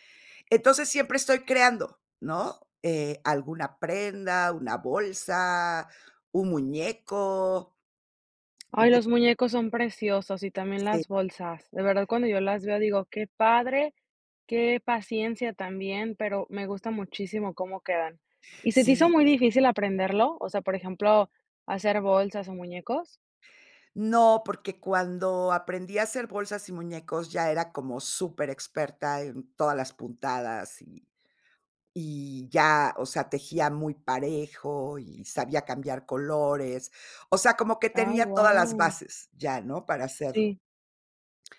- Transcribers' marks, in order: tapping; other noise
- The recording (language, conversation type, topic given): Spanish, podcast, ¿Cómo encuentras tiempo para crear entre tus obligaciones?